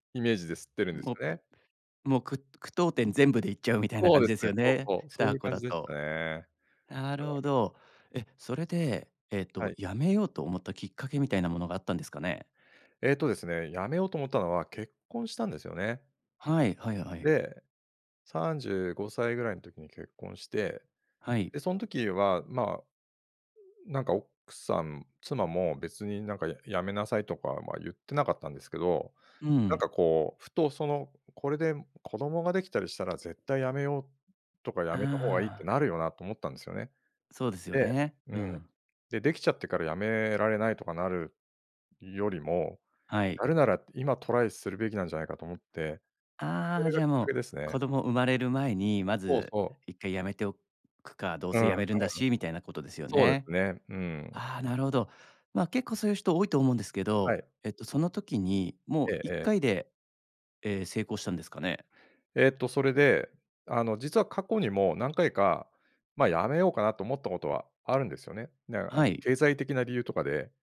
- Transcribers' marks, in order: none
- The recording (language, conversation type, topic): Japanese, podcast, 習慣を変えたことで、人生が変わった経験はありますか？